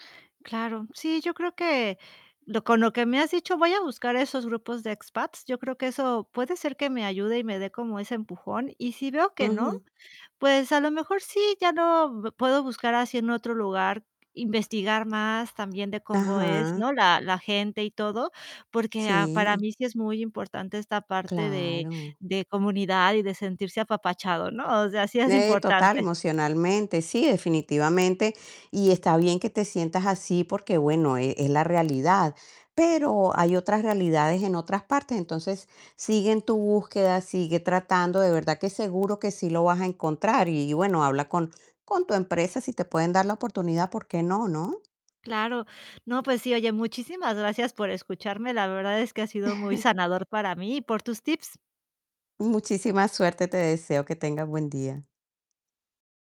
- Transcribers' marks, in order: static; chuckle
- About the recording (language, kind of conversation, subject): Spanish, advice, ¿Cómo has vivido el choque cultural al mudarte a otro país?